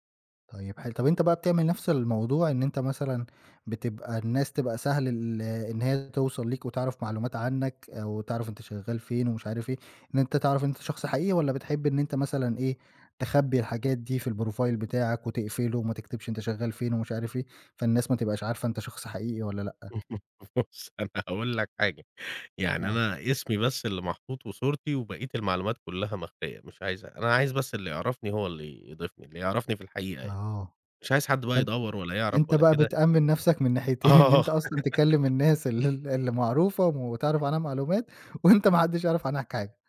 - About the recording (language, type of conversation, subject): Arabic, podcast, إزاي بتنمّي علاقاتك في زمن السوشيال ميديا؟
- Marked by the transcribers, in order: in English: "الprofile"; chuckle; laughing while speaking: "بُص، أنا هاقول لك حاجة"; tapping; laughing while speaking: "الناحيتين، إن أنت أصلًا تكَلِّم … يعرف عنّك حاجة"; laughing while speaking: "آه"; laugh